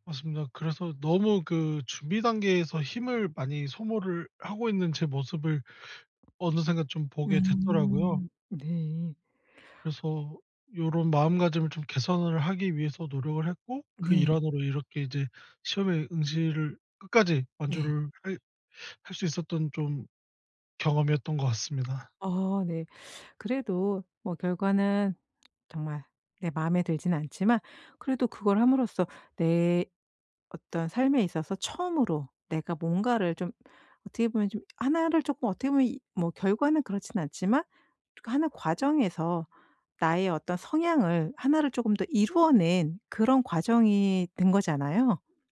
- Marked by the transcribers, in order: tapping; other background noise
- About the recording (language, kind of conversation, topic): Korean, podcast, 요즘 꾸준함을 유지하는 데 도움이 되는 팁이 있을까요?